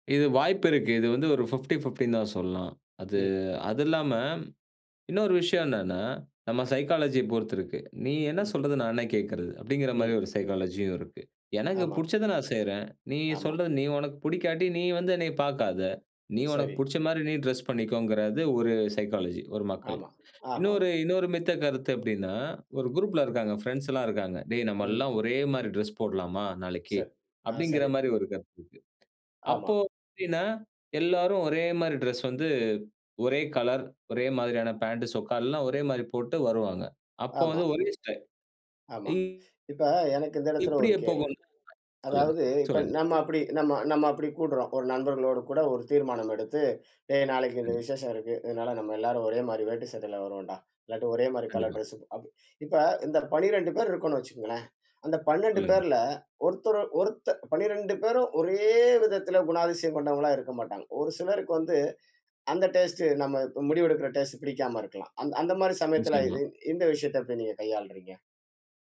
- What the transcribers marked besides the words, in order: sniff; other background noise
- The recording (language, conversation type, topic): Tamil, podcast, நண்பர்களின் பார்வை உங்கள் பாணியை மாற்றுமா?